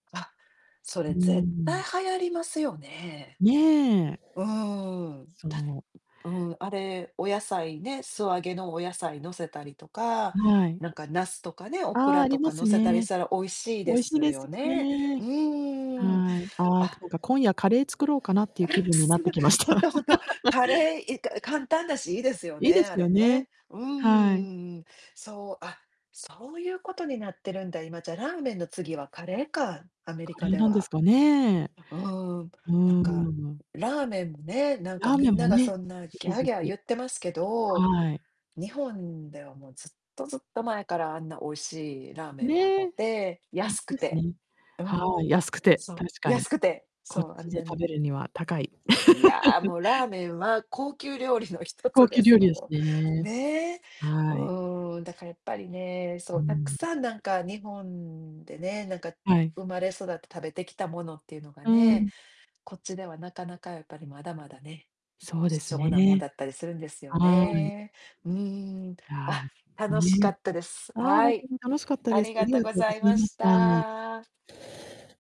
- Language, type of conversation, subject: Japanese, unstructured, 家族の味として思い出に残っている料理は何ですか？
- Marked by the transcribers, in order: distorted speech; laugh; laugh; other background noise